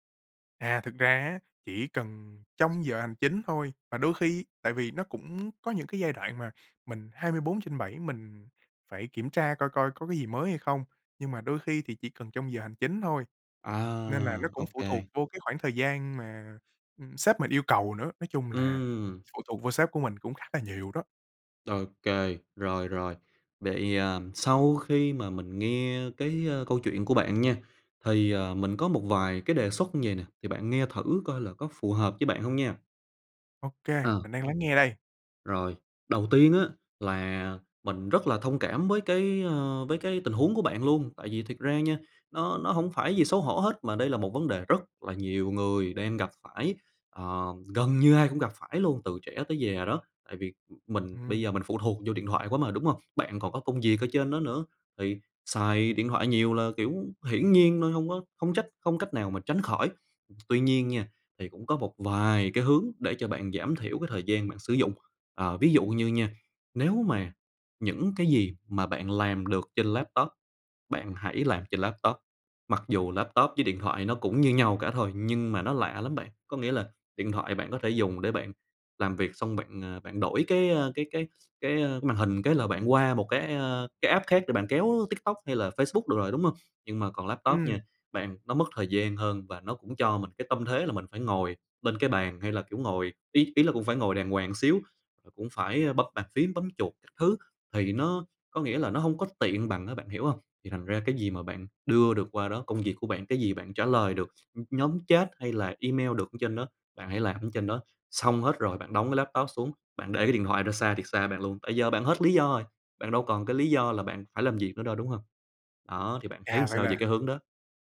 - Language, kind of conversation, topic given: Vietnamese, advice, Làm sao để tập trung khi liên tục nhận thông báo từ điện thoại và email?
- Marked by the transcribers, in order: tapping; other background noise; in English: "app"